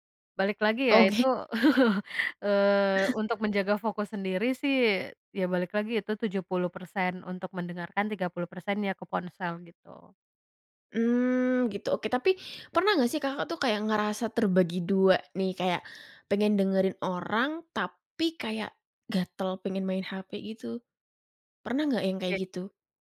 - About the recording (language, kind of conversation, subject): Indonesian, podcast, Bagaimana cara tetap fokus saat mengobrol meski sedang memegang ponsel?
- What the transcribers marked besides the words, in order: chuckle